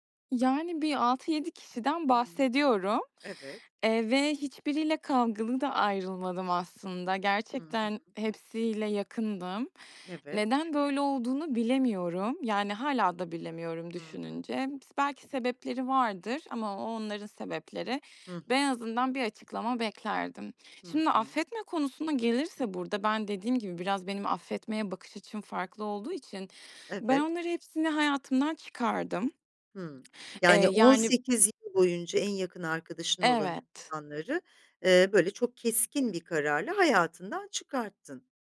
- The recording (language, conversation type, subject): Turkish, podcast, Affetmek senin için ne anlama geliyor?
- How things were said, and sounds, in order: other background noise